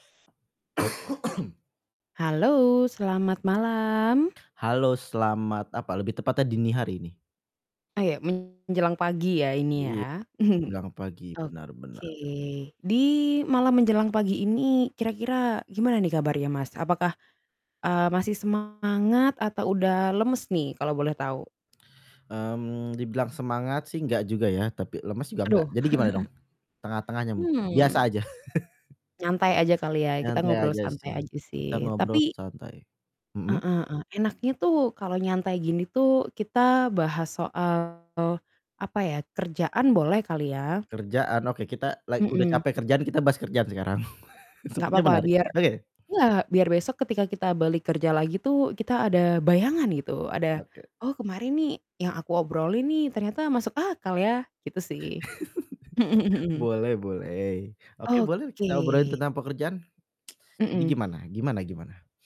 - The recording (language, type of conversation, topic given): Indonesian, unstructured, Apa hal paling mengejutkan yang kamu pelajari dari pekerjaanmu?
- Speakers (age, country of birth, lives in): 20-24, Indonesia, Indonesia; 25-29, Indonesia, Indonesia
- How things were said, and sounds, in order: static; tapping; cough; distorted speech; chuckle; chuckle; laugh; laugh; laugh; chuckle; tsk